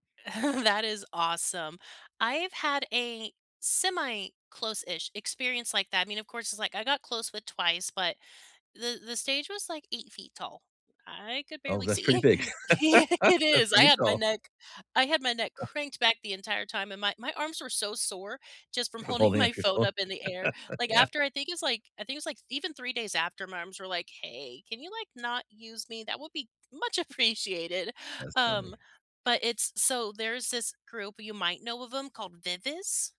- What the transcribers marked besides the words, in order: chuckle; tapping; laugh; laughing while speaking: "Yeah, it is"; laugh; chuckle; laughing while speaking: "holding my"; chuckle; laughing while speaking: "Yeah"
- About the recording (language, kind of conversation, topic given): English, unstructured, Which concerts unexpectedly blew you away—from tiny backroom gigs to epic stadium tours—and why?
- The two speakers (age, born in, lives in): 25-29, United States, United States; 55-59, United States, United States